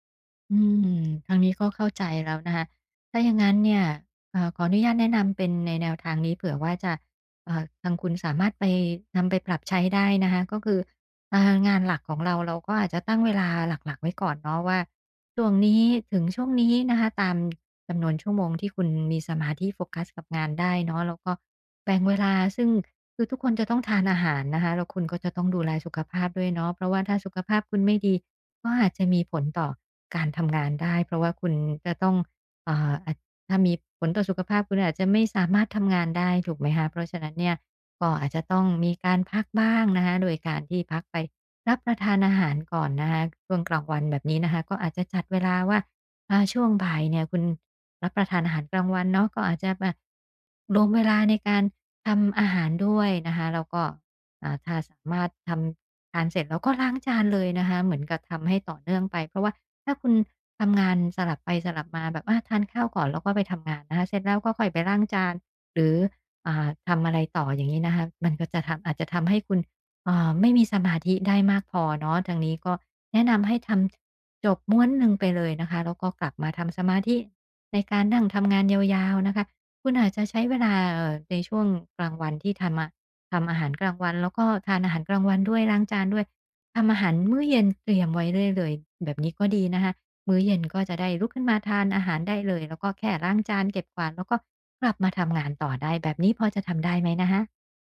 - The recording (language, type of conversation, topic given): Thai, advice, ฉันจะจัดกลุ่มงานอย่างไรเพื่อลดความเหนื่อยจากการสลับงานบ่อย ๆ?
- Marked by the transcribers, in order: tapping; other background noise; lip smack